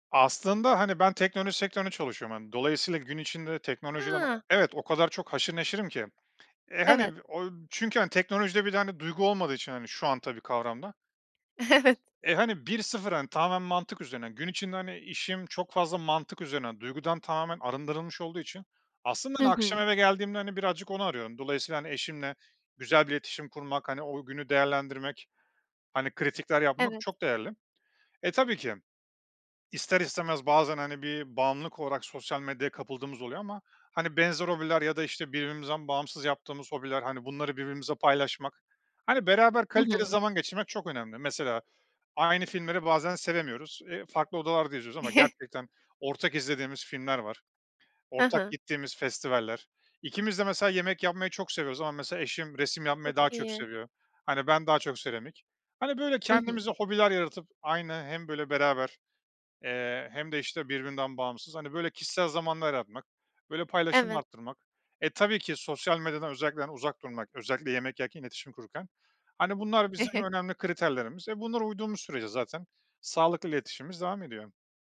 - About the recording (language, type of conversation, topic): Turkish, podcast, Teknoloji aile içi iletişimi sizce nasıl değiştirdi?
- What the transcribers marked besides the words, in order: laughing while speaking: "Evet"; chuckle; chuckle